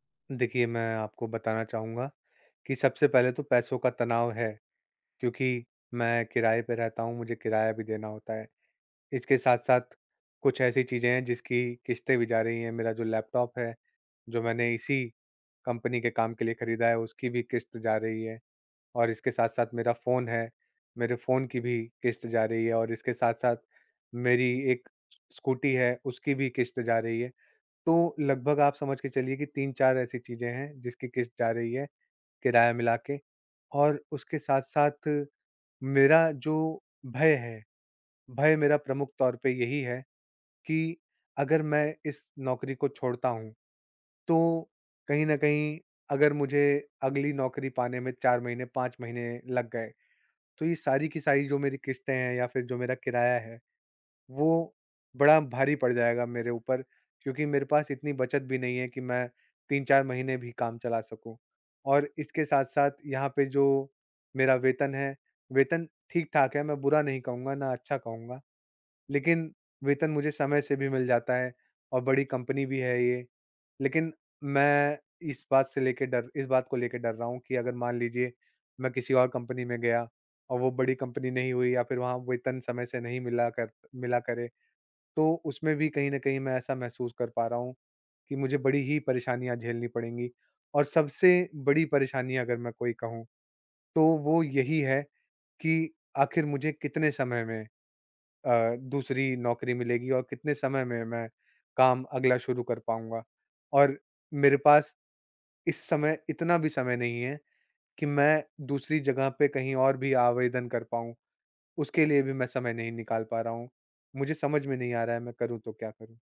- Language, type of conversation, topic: Hindi, advice, नौकरी बदलने या छोड़ने के विचार को लेकर चिंता और असमर्थता
- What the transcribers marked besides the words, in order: none